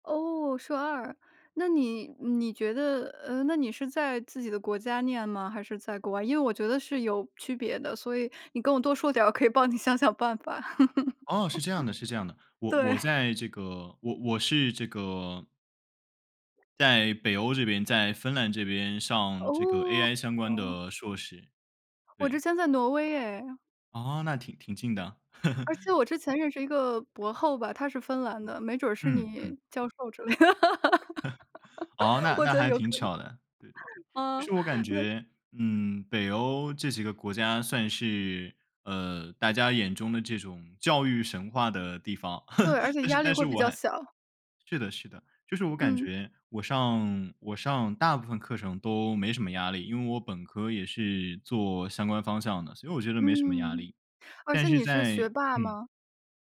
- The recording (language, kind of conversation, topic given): Chinese, unstructured, 学习压力对学生有多大影响？
- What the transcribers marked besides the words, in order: laughing while speaking: "我可以帮你想想办法"; laugh; laugh; laugh; laughing while speaking: "我觉得有可能"; laugh; laugh